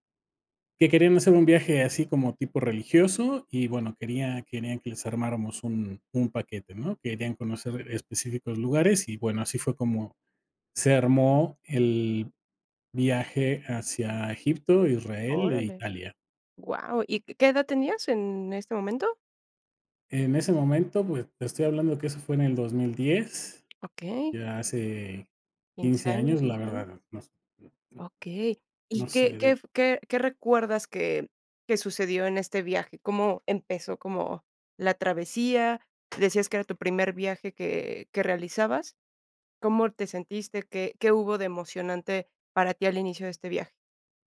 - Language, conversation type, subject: Spanish, podcast, ¿Qué viaje te cambió la vida y por qué?
- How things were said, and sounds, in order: tapping; other background noise; unintelligible speech